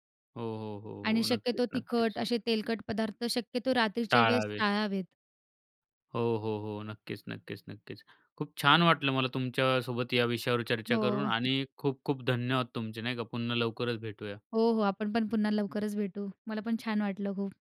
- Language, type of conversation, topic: Marathi, podcast, झोप सुधारण्यासाठी तुम्ही कोणते साधे उपाय वापरता?
- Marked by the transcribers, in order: chuckle